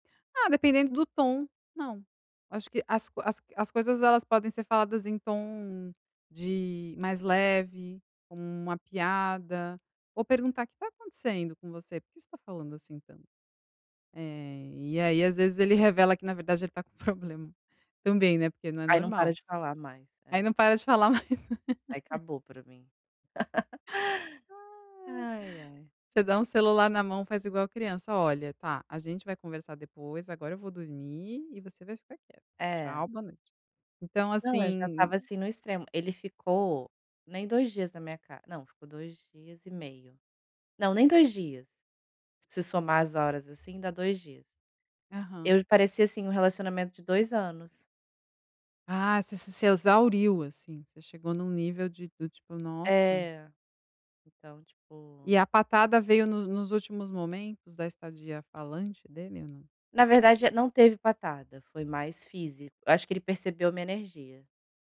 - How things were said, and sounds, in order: chuckle; laughing while speaking: "mais"; laugh; tapping
- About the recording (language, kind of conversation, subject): Portuguese, advice, Como posso ser direto com colegas sem parecer rude ou ofender?